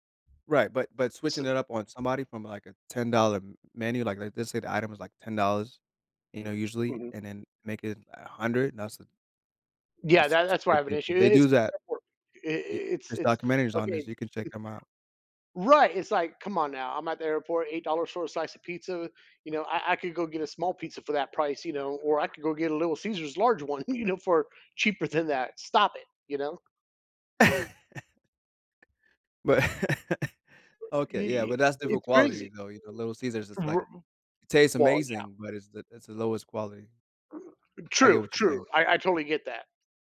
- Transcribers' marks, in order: unintelligible speech; unintelligible speech; chuckle; laugh; other background noise
- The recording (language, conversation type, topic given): English, podcast, How has exploring new places impacted your outlook on life and personal growth?
- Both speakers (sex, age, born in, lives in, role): male, 35-39, Saudi Arabia, United States, host; male, 45-49, United States, United States, guest